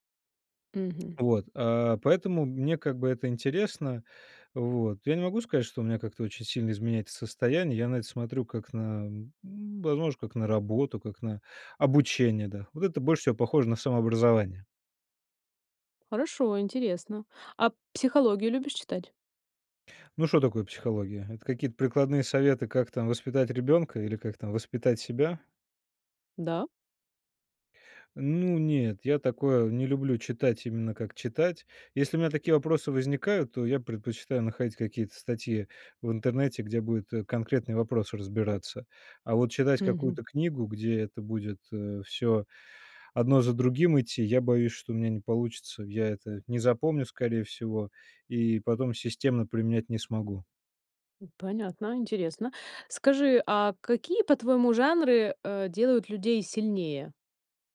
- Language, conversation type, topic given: Russian, podcast, Как книги влияют на наше восприятие жизни?
- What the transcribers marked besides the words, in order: tapping